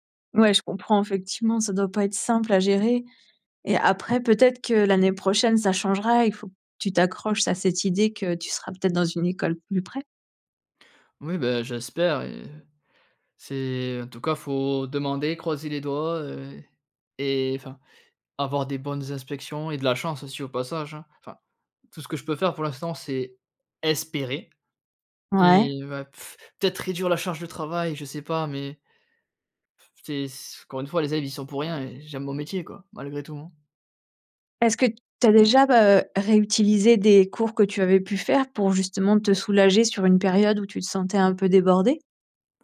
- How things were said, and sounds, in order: stressed: "espérer"; scoff; tapping
- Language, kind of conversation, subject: French, advice, Comment décririez-vous votre épuisement émotionnel après de longues heures de travail ?